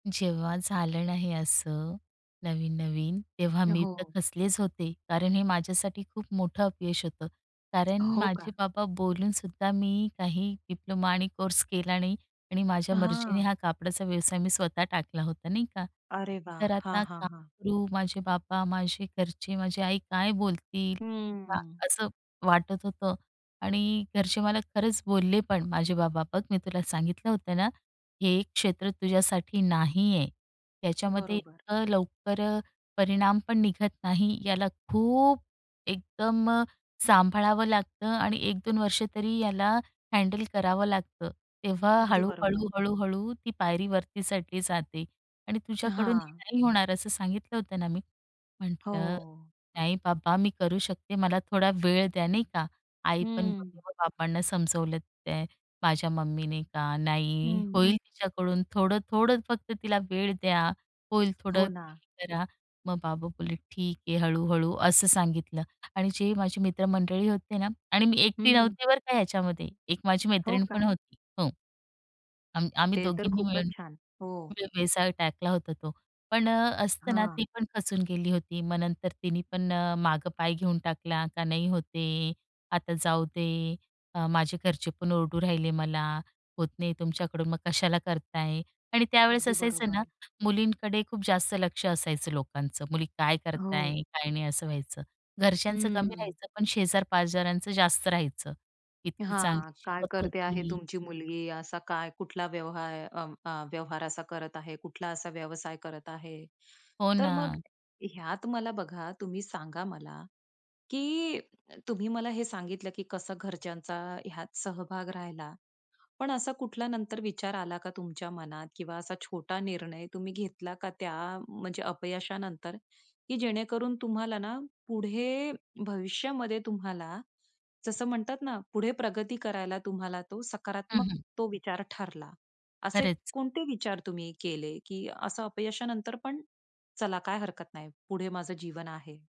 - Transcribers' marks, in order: tapping; unintelligible speech; other background noise
- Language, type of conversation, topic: Marathi, podcast, अपयशानंतर तुम्ही पुन्हा प्रयत्न सुरू कसे केले?